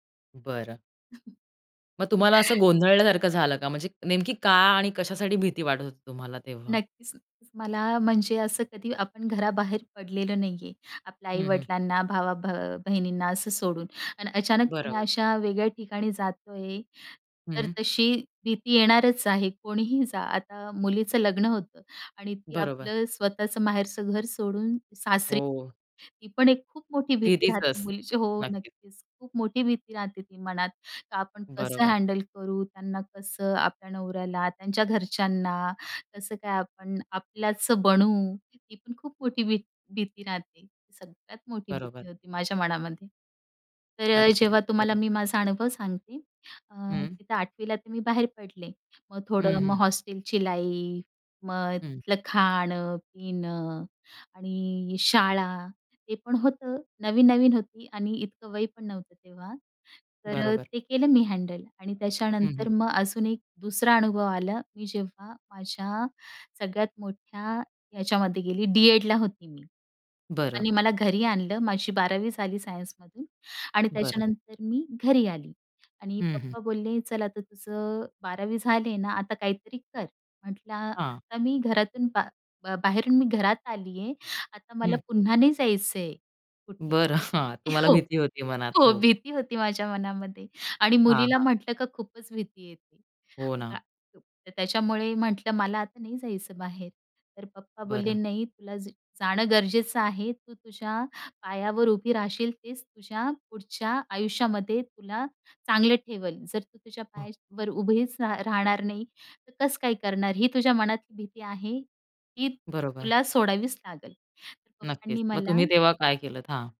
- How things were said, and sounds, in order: chuckle; other noise; in English: "हँडल"; unintelligible speech; other background noise; in English: "लाईफ"; in English: "हँडल"; tapping; laughing while speaking: "हो, हो भीती होती माझ्या मनामध्ये"; chuckle
- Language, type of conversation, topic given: Marathi, podcast, मनातली भीती ओलांडून नवा परिचय कसा उभा केला?